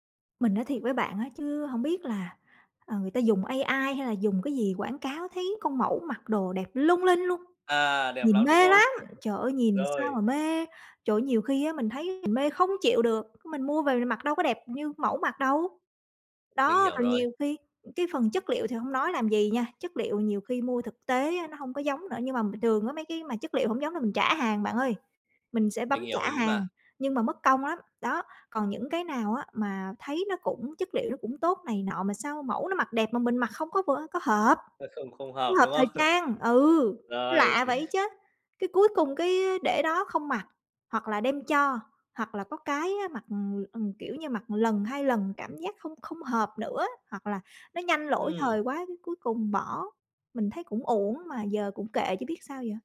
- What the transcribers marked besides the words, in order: chuckle; tapping; other noise; chuckle
- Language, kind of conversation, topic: Vietnamese, advice, Làm sao để mua sắm hiệu quả và tiết kiệm mà vẫn hợp thời trang?